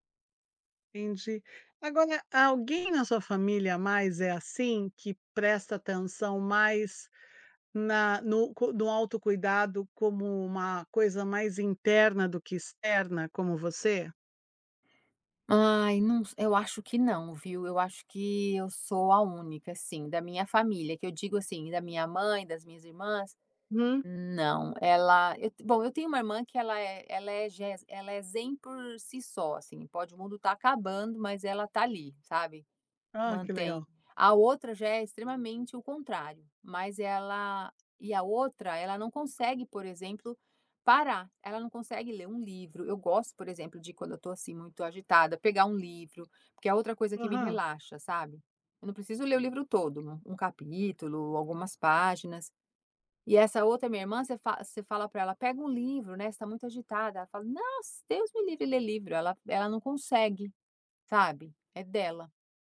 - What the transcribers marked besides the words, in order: tapping; other background noise
- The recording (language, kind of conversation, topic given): Portuguese, podcast, Como você encaixa o autocuidado na correria do dia a dia?